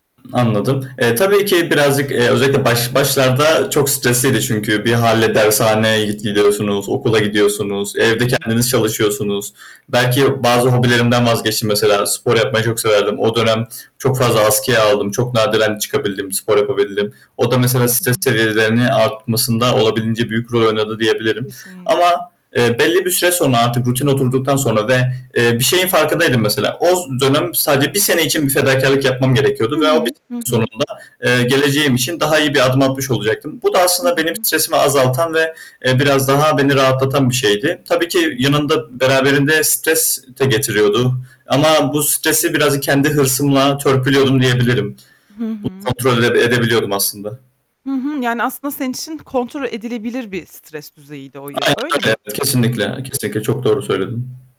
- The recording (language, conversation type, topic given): Turkish, podcast, Sınav stresiyle başa çıkmak için hangi yöntemleri kullanıyorsun?
- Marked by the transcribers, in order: static; distorted speech; other background noise; tapping